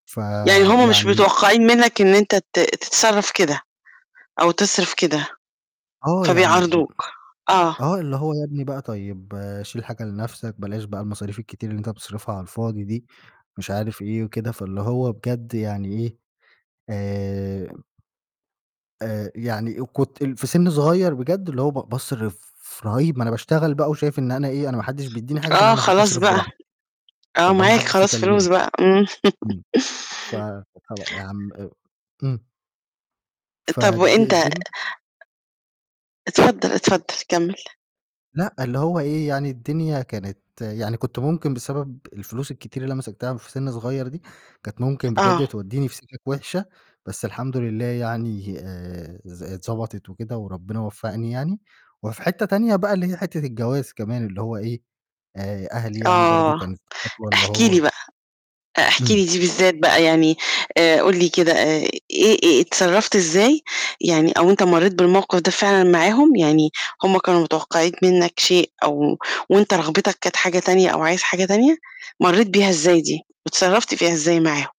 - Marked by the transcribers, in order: tapping; other noise; distorted speech; laugh; unintelligible speech; other background noise
- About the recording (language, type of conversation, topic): Arabic, podcast, إزاي بتتعامل مع توقعات العيلة منك في موضوع الجواز أو الشغل؟